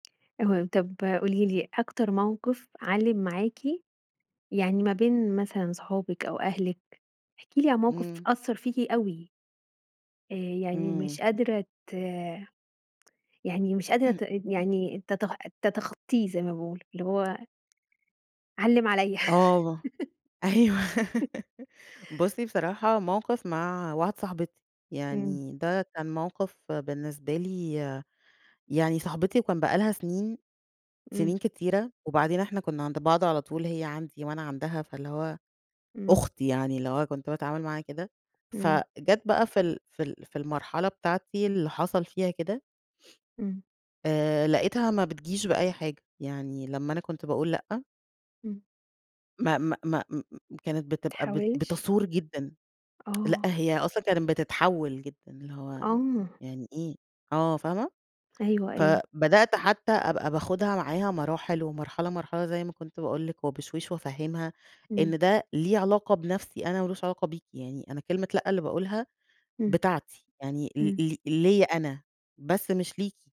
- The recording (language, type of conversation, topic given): Arabic, podcast, إزاي بتتعلم تقول لا من غير ما تحس بالذنب أو تخسر علاقتك بالناس؟
- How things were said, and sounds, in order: tapping; throat clearing; laughing while speaking: "أيوه"; laugh; tsk